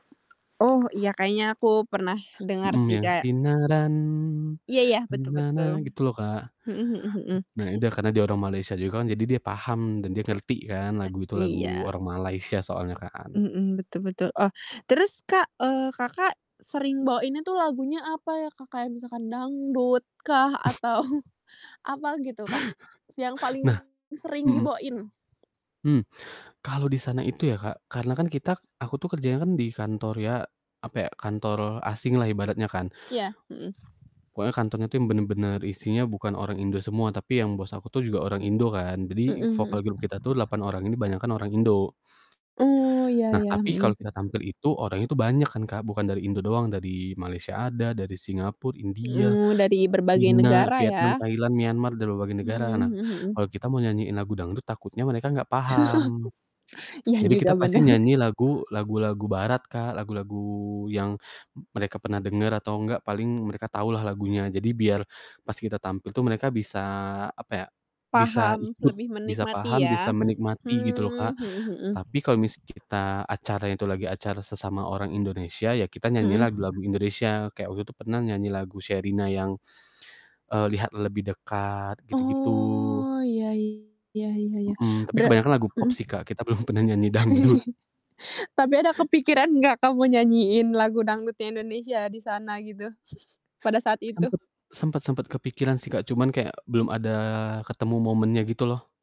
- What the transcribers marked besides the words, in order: static; tapping; other background noise; singing: "Sinaran"; humming a tune; chuckle; laughing while speaking: "atau"; distorted speech; chuckle; laughing while speaking: "bener"; drawn out: "Oh"; laugh; laughing while speaking: "belum"; laughing while speaking: "dangdut"; chuckle
- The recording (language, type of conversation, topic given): Indonesian, podcast, Apa momen paling membanggakan yang pernah kamu alami lewat hobi?